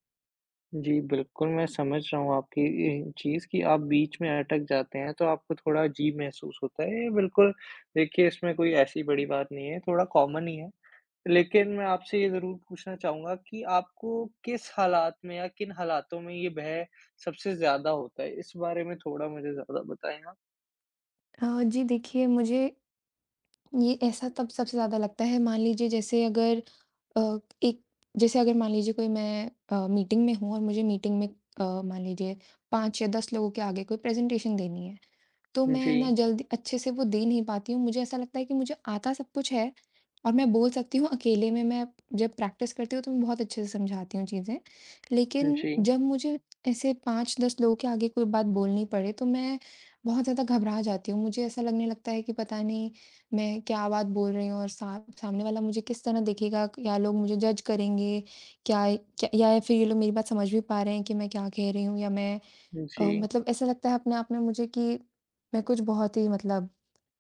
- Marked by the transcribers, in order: in English: "कॉमन"; tapping; in English: "प्रैक्टिस"; in English: "जज"
- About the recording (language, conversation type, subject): Hindi, advice, सार्वजनिक रूप से बोलने का भय